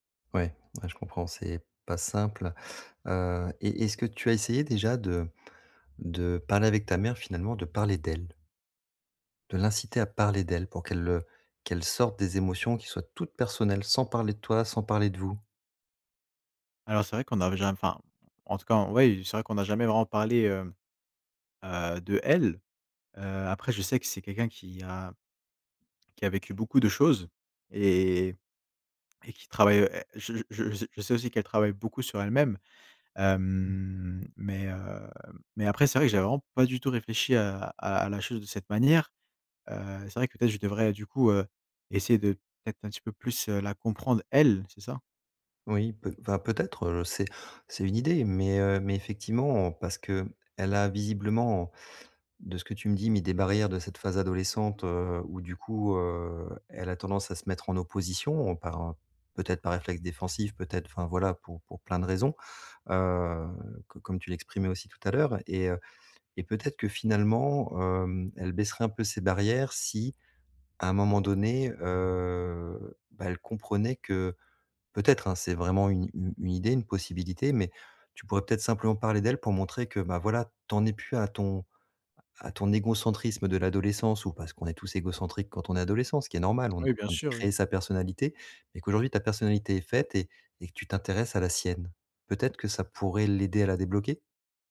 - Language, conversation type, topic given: French, advice, Comment gérer une réaction émotionnelle excessive lors de disputes familiales ?
- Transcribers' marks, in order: other background noise; stressed: "toutes"; drawn out: "Hem"